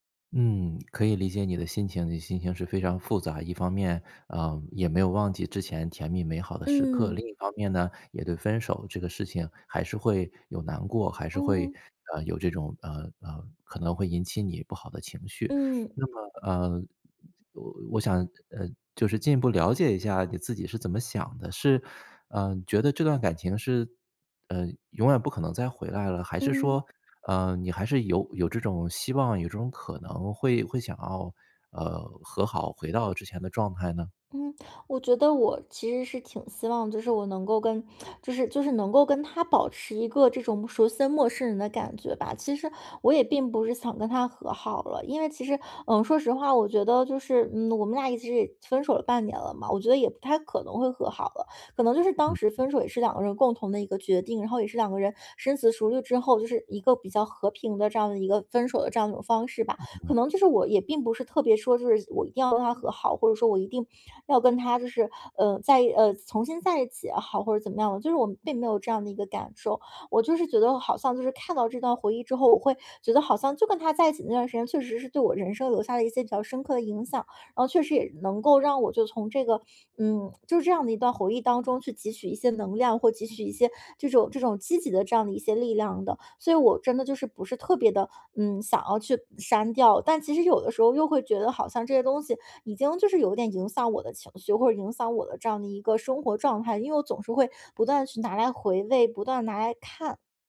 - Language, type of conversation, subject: Chinese, advice, 分手后，我该删除还是保留与前任有关的所有纪念物品？
- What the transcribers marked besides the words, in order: tsk; "于生" said as "随身"; other background noise